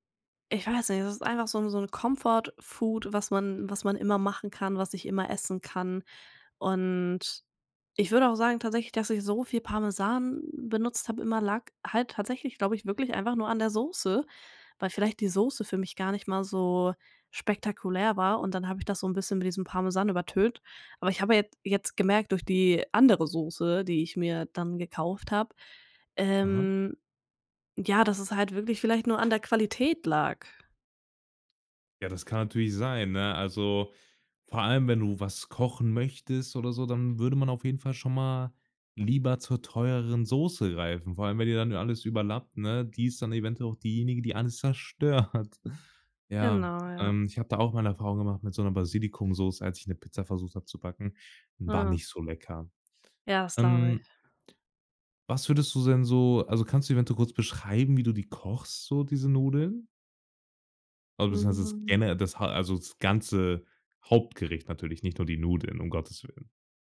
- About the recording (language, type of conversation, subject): German, podcast, Erzähl mal: Welches Gericht spendet dir Trost?
- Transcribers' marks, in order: in English: "Comfort-Food"; laughing while speaking: "zerstört"